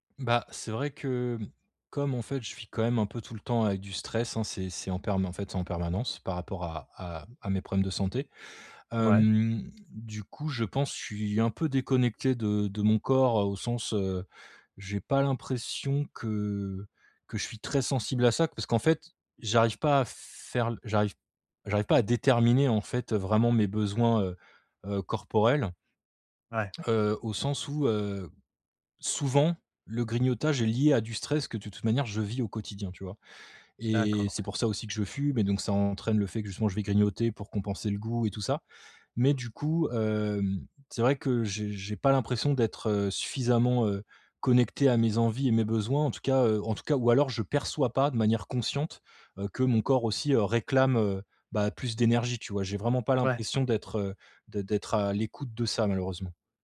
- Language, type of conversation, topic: French, advice, Comment savoir si j’ai vraiment faim ou si c’est juste une envie passagère de grignoter ?
- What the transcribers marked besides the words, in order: none